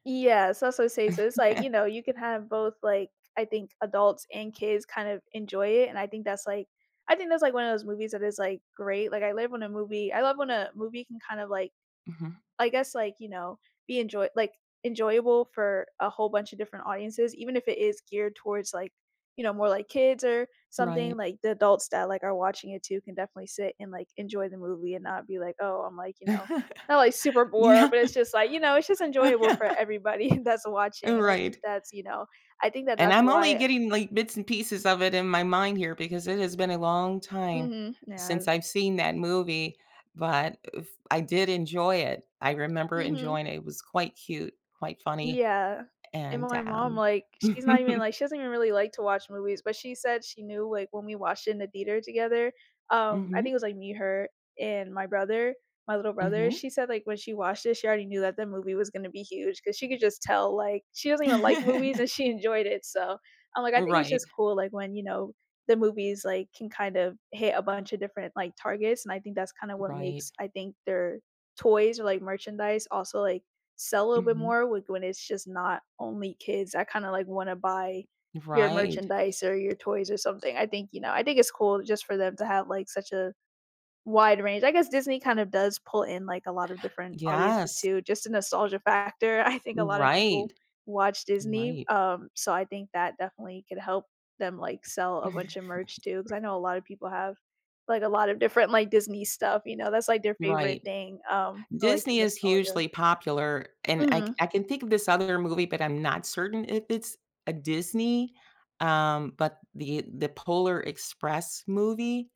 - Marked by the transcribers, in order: chuckle; other background noise; chuckle; laughing while speaking: "Yeah"; laugh; laughing while speaking: "everybody"; chuckle; laugh; chuckle; tapping
- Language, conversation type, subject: English, unstructured, Do you think movies focused on selling merchandise affect the quality of storytelling?
- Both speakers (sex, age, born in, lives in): female, 20-24, United States, United States; female, 60-64, United States, United States